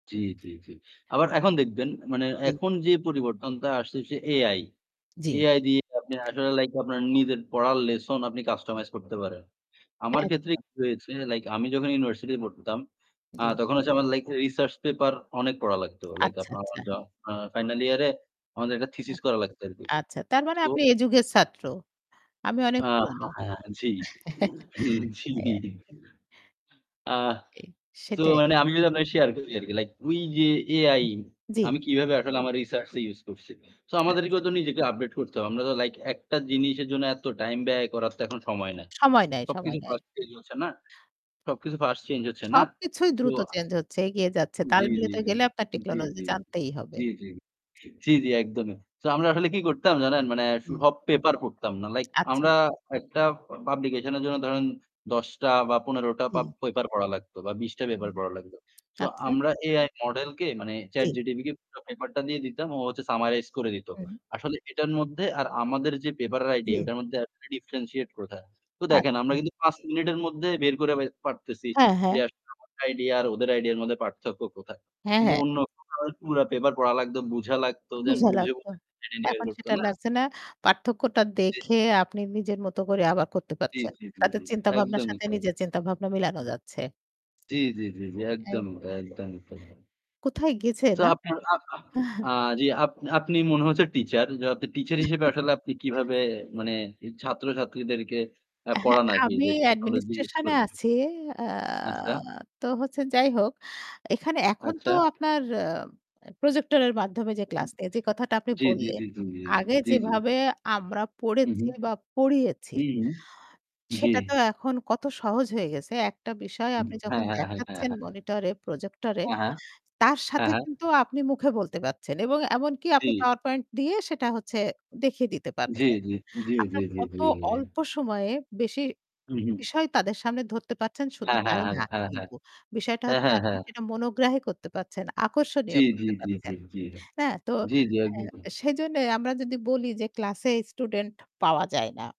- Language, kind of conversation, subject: Bengali, unstructured, আপনি কীভাবে মনে করেন প্রযুক্তি শিক্ষা ব্যবস্থাকে পরিবর্তন করছে?
- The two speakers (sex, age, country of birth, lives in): female, 55-59, Bangladesh, Bangladesh; male, 20-24, Bangladesh, Bangladesh
- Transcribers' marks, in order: static; other background noise; tapping; distorted speech; laughing while speaking: "জি"; chuckle; other noise; "Chat GPT" said as "Chat GTP"; in English: "differentiate"; unintelligible speech; bird; chuckle; chuckle; unintelligible speech